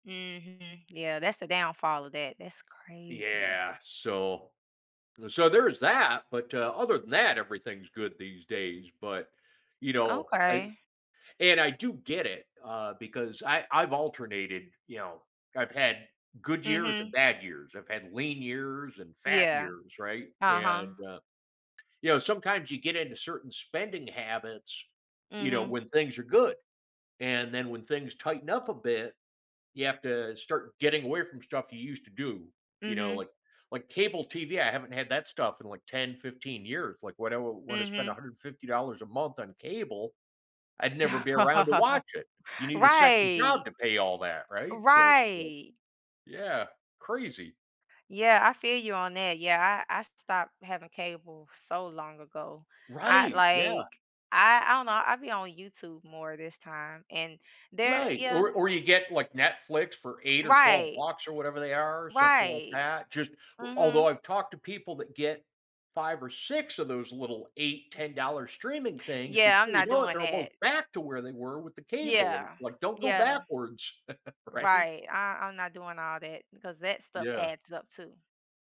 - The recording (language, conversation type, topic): English, unstructured, Do you prefer saving for something big or spending little joys often?
- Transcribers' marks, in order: chuckle; chuckle; laughing while speaking: "right?"